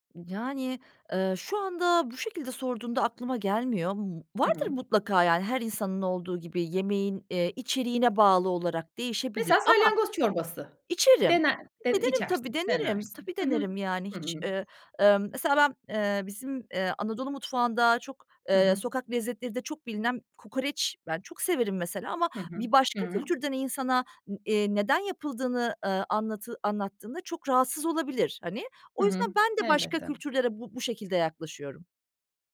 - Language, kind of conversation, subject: Turkish, podcast, Yerel yemekleri denemeye nasıl karar verirsin, hiç çekinir misin?
- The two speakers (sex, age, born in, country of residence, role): female, 35-39, Turkey, Italy, host; female, 40-44, Turkey, Germany, guest
- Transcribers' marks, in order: other background noise